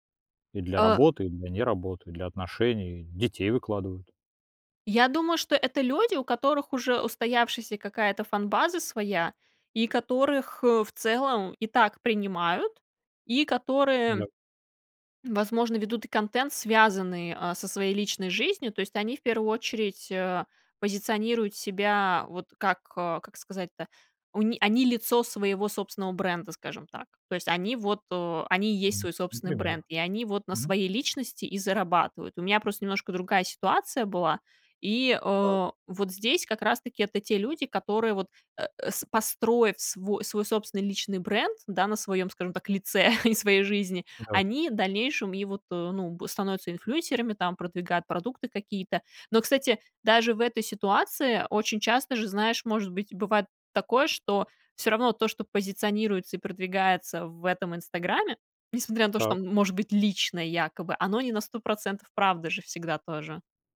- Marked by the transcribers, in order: other background noise; chuckle
- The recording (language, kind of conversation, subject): Russian, podcast, Какие границы ты устанавливаешь между личным и публичным?